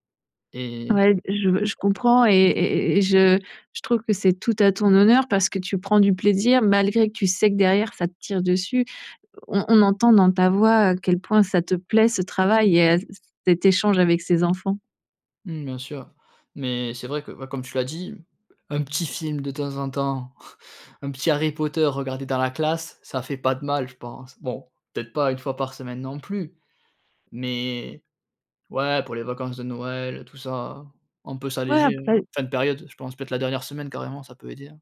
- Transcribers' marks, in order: tapping; chuckle
- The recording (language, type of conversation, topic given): French, advice, Comment décririez-vous votre épuisement émotionnel après de longues heures de travail ?